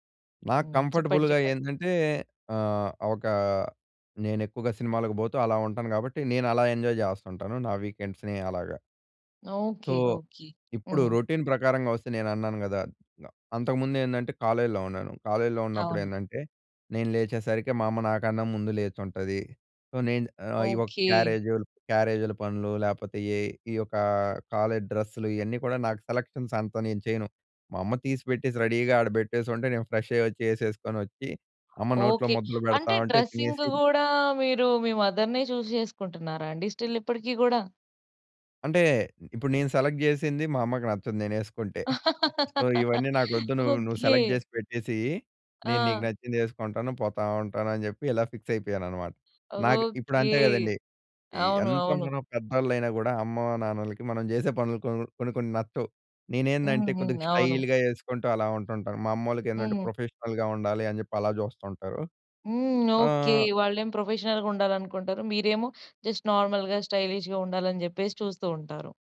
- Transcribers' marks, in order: in English: "కంఫర్టబుల్‌గా"; in English: "ఎంజాయ్"; in English: "వీకెండ్స్‌ని"; in English: "సో"; in English: "రొటీన్"; other noise; in English: "సో"; in English: "కాలేజ్"; in English: "సెలెక్షన్స్"; in English: "ఫ్రెష్"; in English: "మదర్‌నే"; in English: "స్టిల్"; in English: "సెలెక్ట్"; laugh; in English: "సో"; in English: "సెలెక్ట్"; in English: "ఫిక్స్"; in English: "స్టైల్‍గా"; in English: "ప్రొఫెషనల్‍గా"; in English: "ప్రొఫెషనల్‌గా"; in English: "జస్ట్ నార్మల్‍గా స్టైలిష్‍గా"
- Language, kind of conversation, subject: Telugu, podcast, రాత్రి పడుకునే ముందు మీ రాత్రి రొటీన్ ఎలా ఉంటుంది?